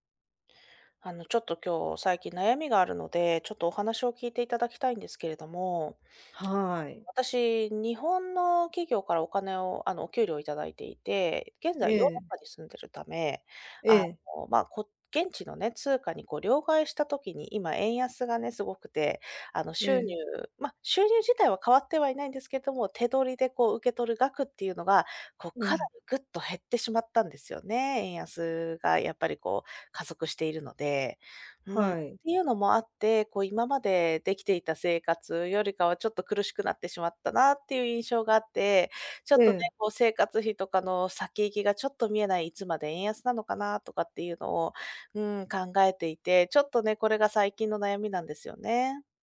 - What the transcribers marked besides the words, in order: none
- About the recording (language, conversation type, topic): Japanese, advice, 収入が減って生活費の見通しが立たないとき、どうすればよいですか？